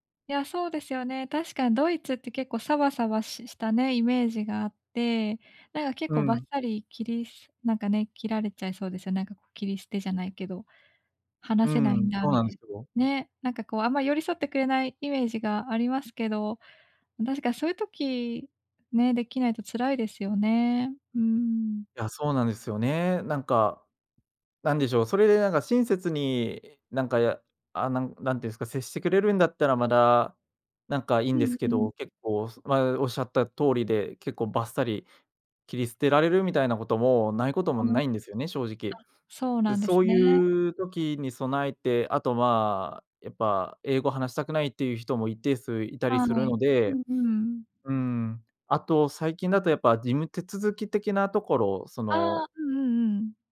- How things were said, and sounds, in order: none
- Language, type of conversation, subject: Japanese, advice, 最初はやる気があるのにすぐ飽きてしまうのですが、どうすれば続けられますか？